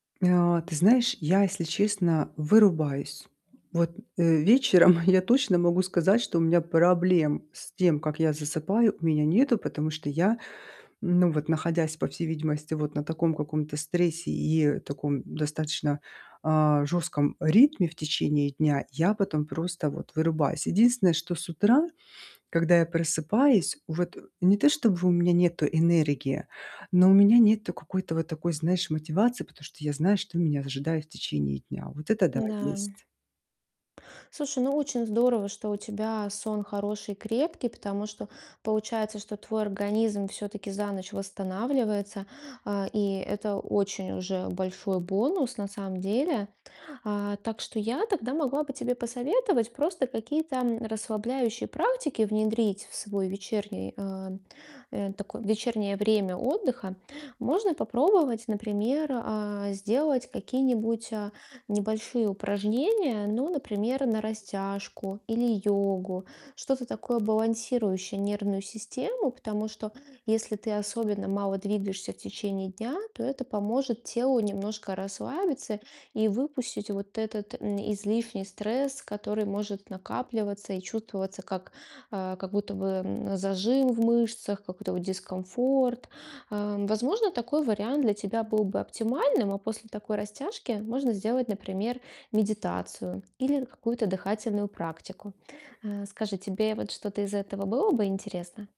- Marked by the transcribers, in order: chuckle; distorted speech
- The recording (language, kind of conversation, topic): Russian, advice, Как уменьшить вечерний стресс с помощью простых действий?